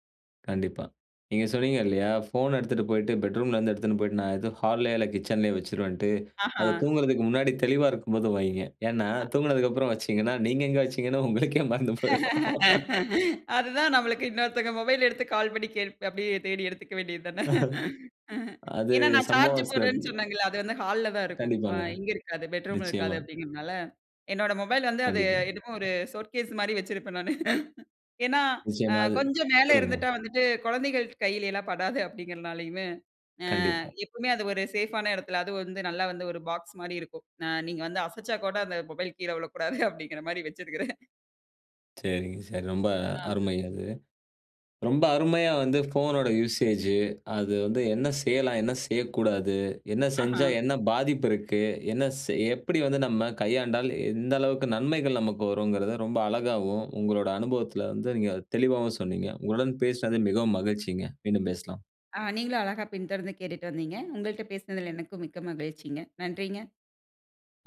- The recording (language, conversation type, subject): Tamil, podcast, எழுந்ததும் உடனே தொலைபேசியைப் பார்க்கிறீர்களா?
- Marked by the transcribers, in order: laughing while speaking: "உங்களுக்கே மறந்து போய்ரும்"; laughing while speaking: "அதுதான் நம்மளுக்கு இன்னொருத்தங்க மொபைல எடுத்து கால் பண்ணி, கேள் அப்படியே தேடி எடுத்துக்கவேண்டியது தான"; in English: "ஷோகேஸ்"; laugh; laughing while speaking: "விழக்கூடாது. அப்படீங்குறமாரி வச்சுருக்குறேன்"; in English: "யூசேஜு"; other background noise